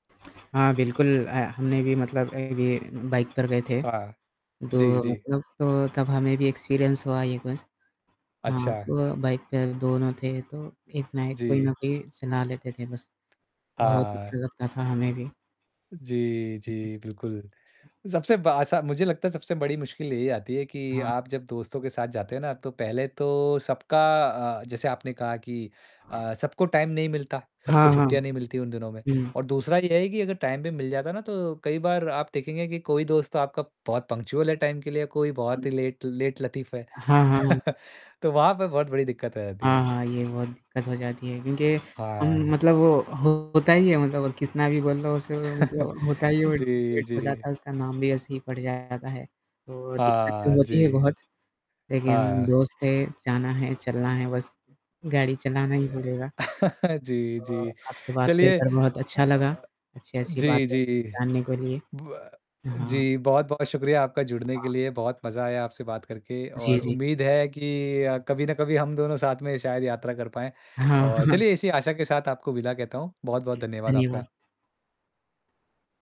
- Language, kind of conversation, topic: Hindi, unstructured, क्या आपने कभी यात्रा के दौरान कोई नया दोस्त बनाया है?
- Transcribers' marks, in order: mechanical hum; tapping; static; in English: "एक्सपीरियंस"; other noise; in English: "टाइम"; in English: "टाइम"; in English: "पंक्चुअल"; in English: "टाइम"; distorted speech; in English: "लेट लेट"; chuckle; chuckle; in English: "वेस्ट"; chuckle; chuckle; unintelligible speech